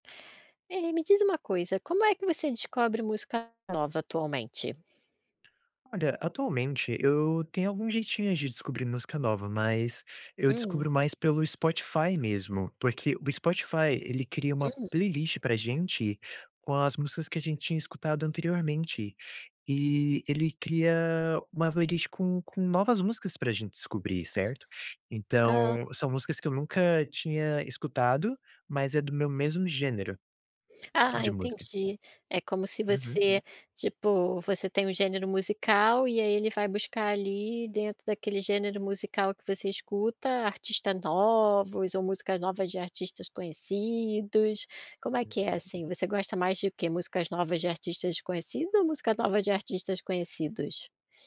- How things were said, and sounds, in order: tapping; other background noise
- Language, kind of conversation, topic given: Portuguese, podcast, Como você descobre músicas novas atualmente?